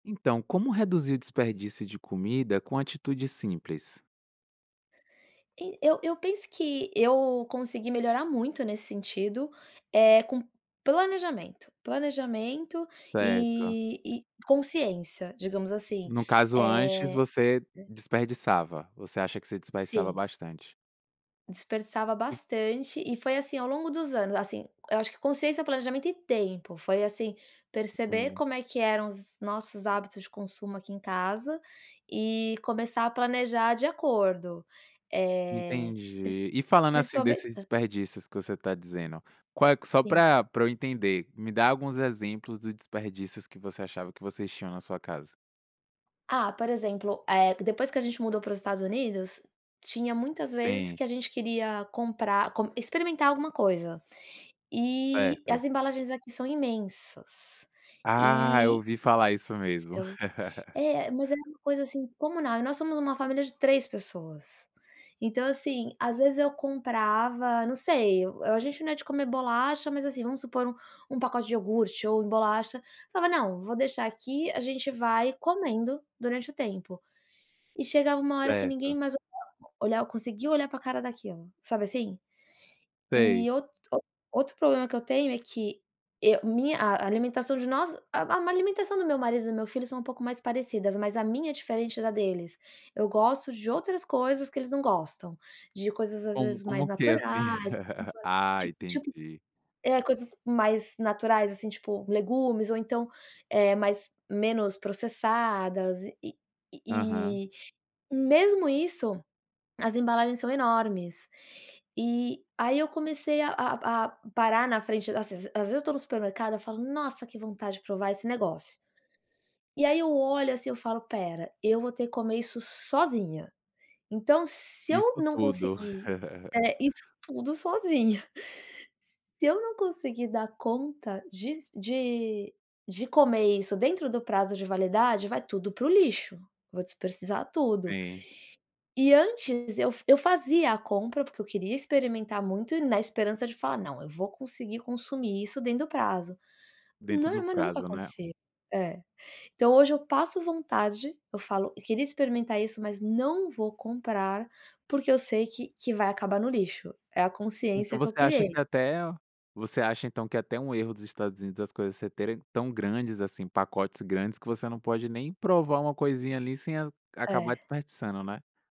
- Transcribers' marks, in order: other background noise; unintelligible speech; unintelligible speech; giggle; unintelligible speech; unintelligible speech; giggle; unintelligible speech; giggle; "desperdiçar" said as "dispercisar"
- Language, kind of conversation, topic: Portuguese, podcast, Como reduzir o desperdício de comida com atitudes simples?